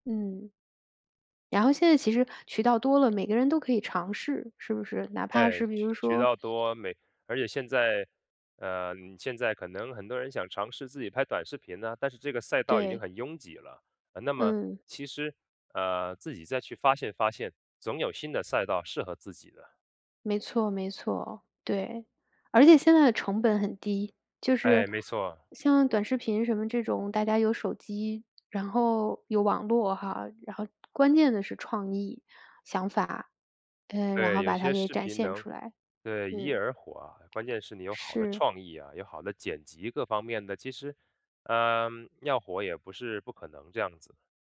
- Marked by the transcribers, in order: other background noise
- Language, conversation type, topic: Chinese, podcast, 你觉得野心和幸福可以共存吗？